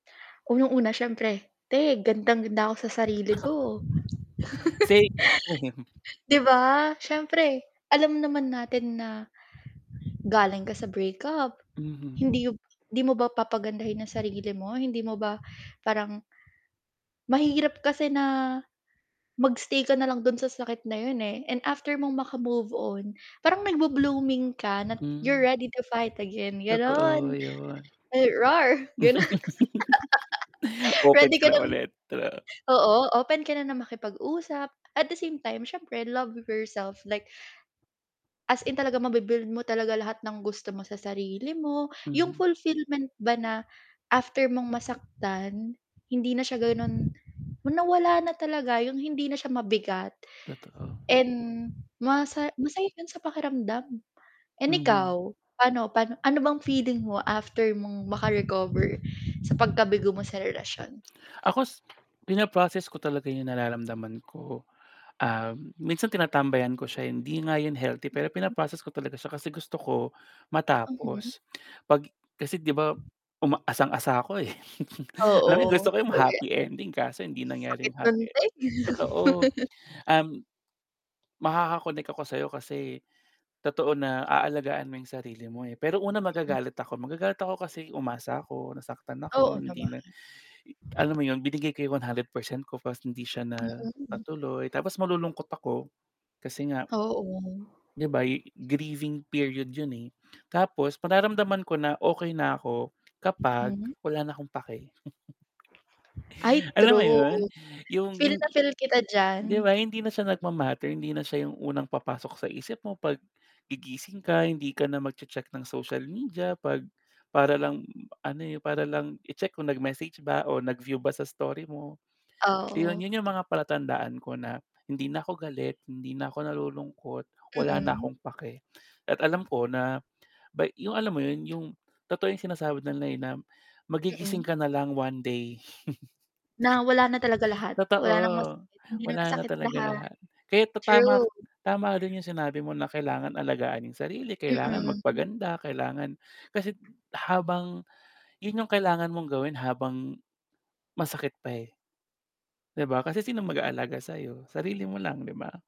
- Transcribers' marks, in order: static; chuckle; other noise; mechanical hum; chuckle; tapping; in English: "You're ready to fight again"; laugh; laughing while speaking: "gano'n"; laugh; other background noise; distorted speech; chuckle; laugh; wind; chuckle; chuckle
- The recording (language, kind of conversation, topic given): Filipino, unstructured, Paano mo hinaharap ang pagkabigo sa mga relasyon?